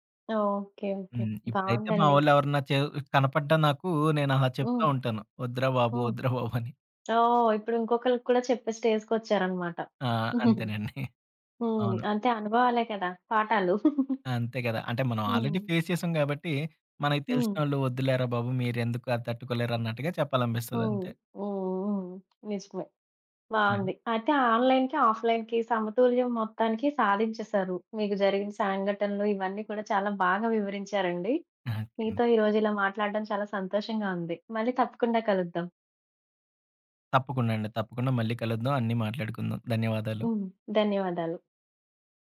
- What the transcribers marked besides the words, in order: giggle; chuckle; giggle; tapping; in English: "ఆల్రెడీ ఫేస్"; in English: "ఆన్‌లైన్‌కి, ఆఫ్‌లైన్‌కి"
- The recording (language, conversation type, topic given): Telugu, podcast, ఆన్‌లైన్, ఆఫ్‌లైన్ మధ్య సమతుల్యం సాధించడానికి సులభ మార్గాలు ఏవిటి?